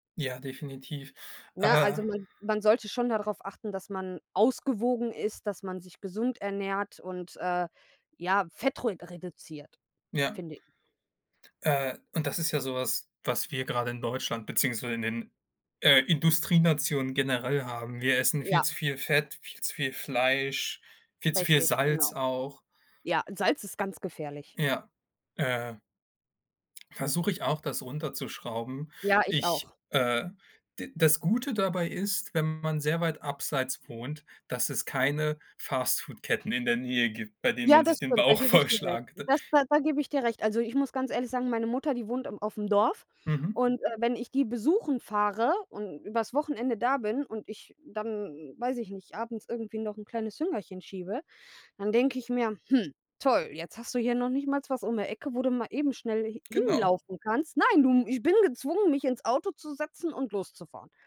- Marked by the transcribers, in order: tapping; other background noise; laughing while speaking: "Bauch vollschlag d"
- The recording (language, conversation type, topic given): German, unstructured, Wie wichtig ist Bewegung wirklich für unsere Gesundheit?